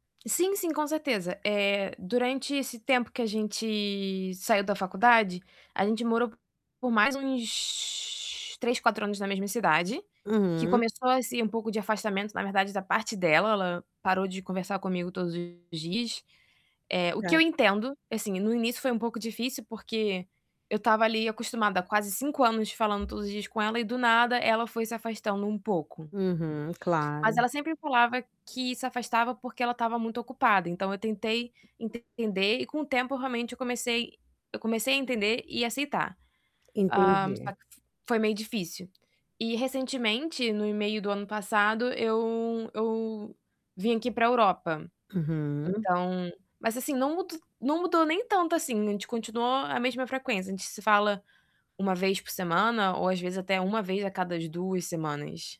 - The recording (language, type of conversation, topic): Portuguese, advice, Por que meus amigos sempre cancelam os planos em cima da hora?
- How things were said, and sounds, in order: static; distorted speech; tapping; "cada" said as "cadas"